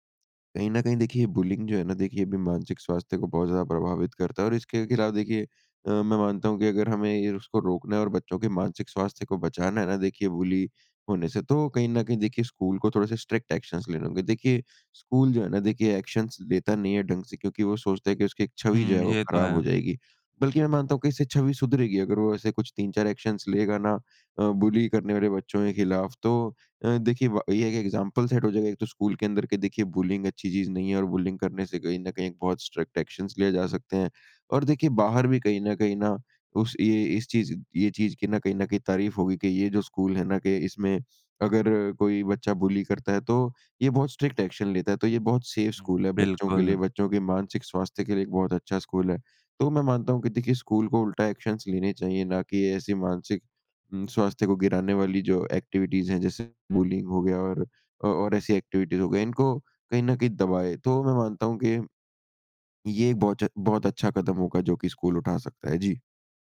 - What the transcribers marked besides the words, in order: in English: "बुलिंग"; in English: "बुली"; in English: "स्ट्रिक्ट एक्शंस"; in English: "एक्शंस"; in English: "एक्शंस"; in English: "बुली"; in English: "एक्ज़ैंपल सेट"; in English: "बुलिंग"; in English: "बुलिंग"; in English: "स्ट्रिक्ट एक्शंस"; in English: "बुली"; in English: "स्ट्रिक्ट एक्शन"; in English: "सेफ"; in English: "एक्शंस"; in English: "एक्टिविटीज़"; in English: "बुलिंग"; in English: "एक्टिविटीज़"; "बहुच" said as "बहुत"
- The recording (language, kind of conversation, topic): Hindi, podcast, मानसिक स्वास्थ्य को स्कूल में किस तरह शामिल करें?